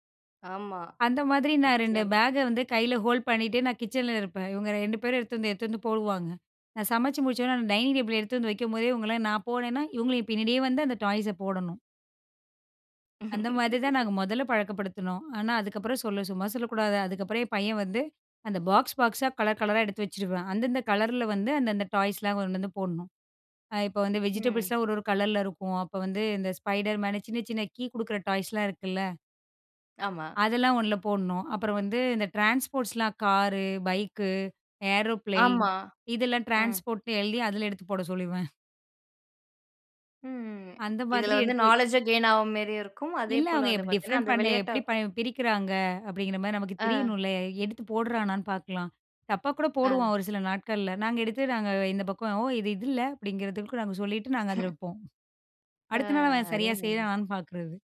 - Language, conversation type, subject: Tamil, podcast, குழந்தைகள் தங்கள் உடைகள் மற்றும் பொம்மைகளை ஒழுங்காக வைத்துக்கொள்ளும் பழக்கத்தை நீங்கள் எப்படி கற்றுக்கொடுக்கிறீர்கள்?
- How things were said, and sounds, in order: in English: "ஹோல்ட்"; in English: "டாய்ஸை"; laugh; in English: "டாய்ஸ்லாம்"; in English: "டாய்ஸ்லாம்"; in English: "ட்ரான்ஸ்போர்ட்ஸ்லாம்"; in English: "ட்ரான்ஸ்போர்ட்ன்னு"; chuckle; in English: "நாலெட்ஜ் கெயின்"; in English: "டிஃப்ரெண்ட்"; other noise; chuckle